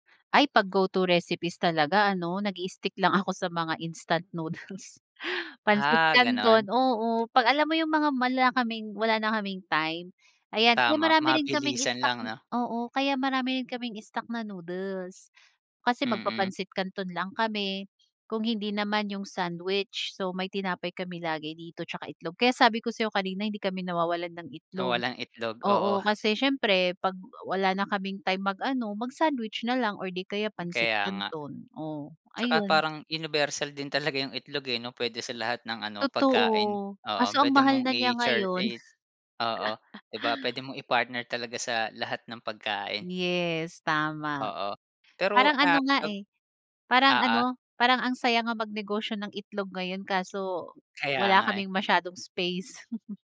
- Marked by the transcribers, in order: in English: "go-to recipes"; laughing while speaking: "instant noodles"; other noise; in English: "universal"; chuckle; other background noise; chuckle
- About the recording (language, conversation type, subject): Filipino, podcast, Ano-anong masusustansiyang pagkain ang madalas mong nakaimbak sa bahay?